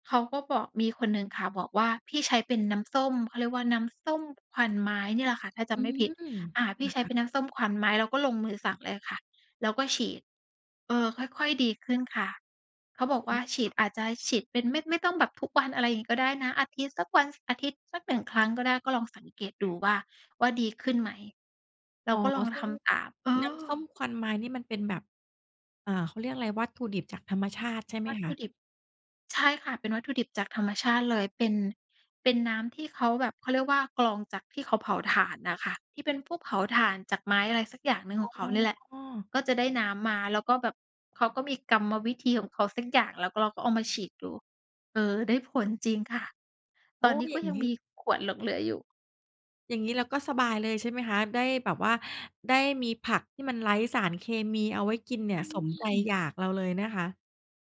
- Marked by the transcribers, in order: none
- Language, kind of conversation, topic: Thai, podcast, จะทำสวนครัวเล็กๆ บนระเบียงให้ปลูกแล้วเวิร์กต้องเริ่มยังไง?